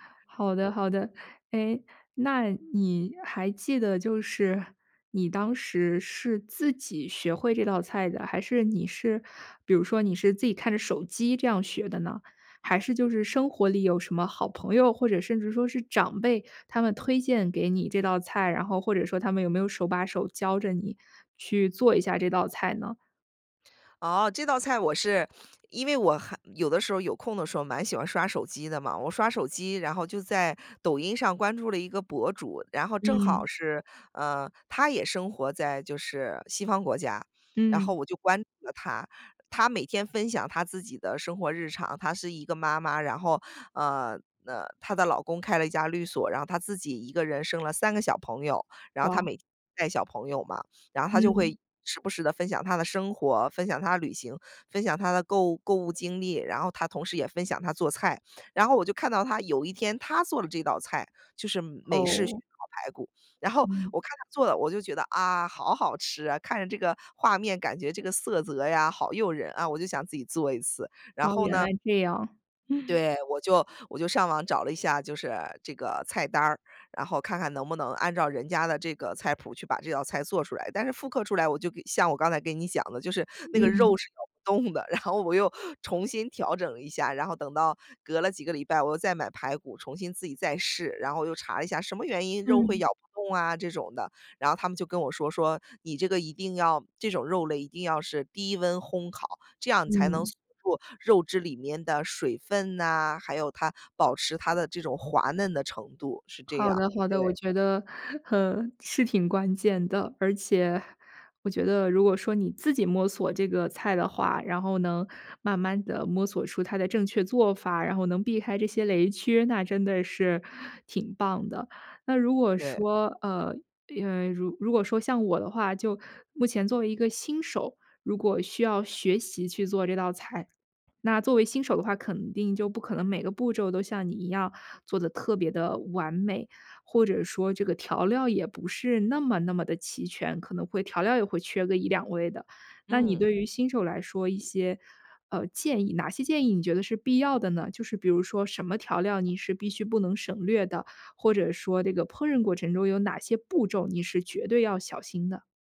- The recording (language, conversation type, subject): Chinese, podcast, 你最拿手的一道家常菜是什么？
- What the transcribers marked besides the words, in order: tapping; chuckle; laughing while speaking: "动的，然后我又"; swallow